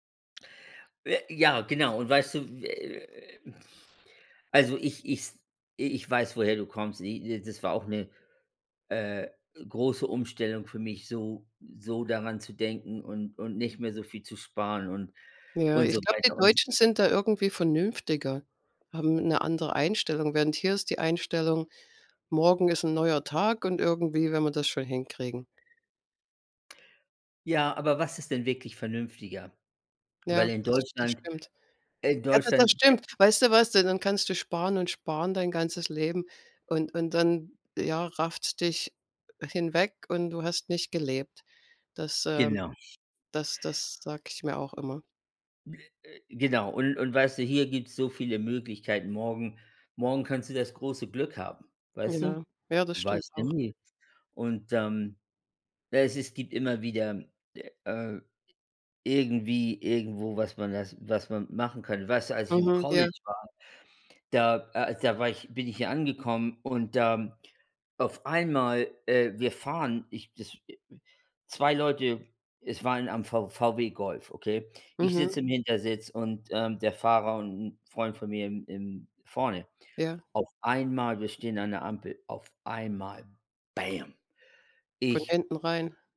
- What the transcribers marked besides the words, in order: other noise
- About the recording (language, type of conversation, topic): German, unstructured, Wie sparst du am liebsten Geld?